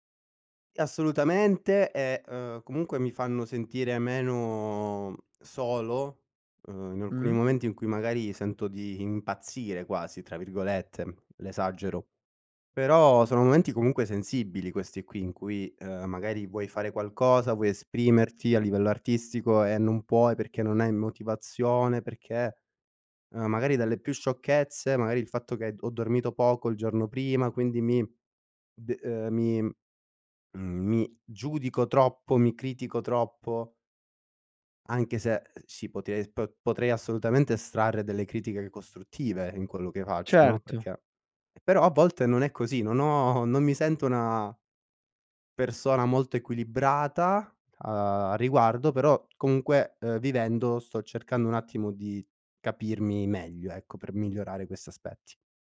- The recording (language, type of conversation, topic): Italian, podcast, Quando perdi la motivazione, cosa fai per ripartire?
- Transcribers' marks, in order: none